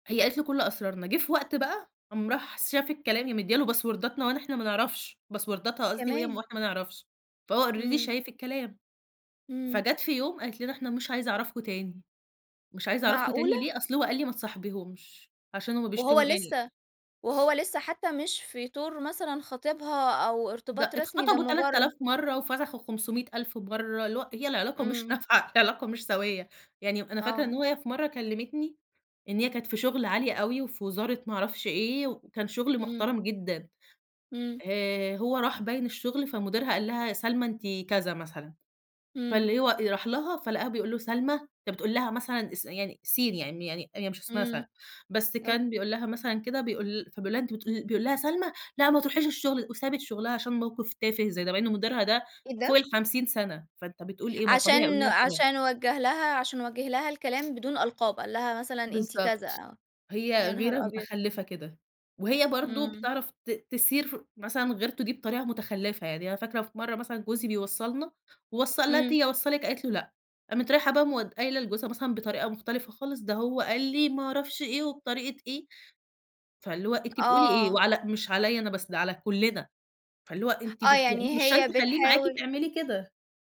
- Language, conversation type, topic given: Arabic, podcast, احكيلي عن قصة صداقة عمرك ما هتنساها؟
- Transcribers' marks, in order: in English: "باسورداتنا"; in English: "باسورداتها"; in English: "already"; tapping; laughing while speaking: "نافعة، العلاقة مش سَويّة"; other background noise; put-on voice: "سلمى! لأ ما تروحيش الشغل"; put-on voice: "ما أعرفش إيه، وبطريقة إيه"